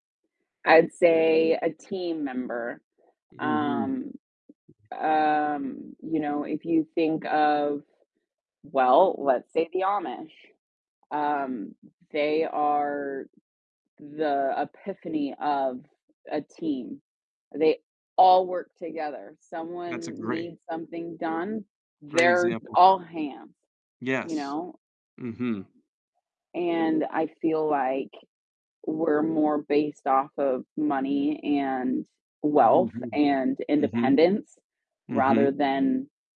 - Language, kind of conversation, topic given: English, unstructured, How do you decide between focusing deeply on one skill or developing a variety of abilities?
- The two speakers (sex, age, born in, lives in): female, 35-39, United States, United States; male, 55-59, United States, United States
- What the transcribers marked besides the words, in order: distorted speech; other background noise; tapping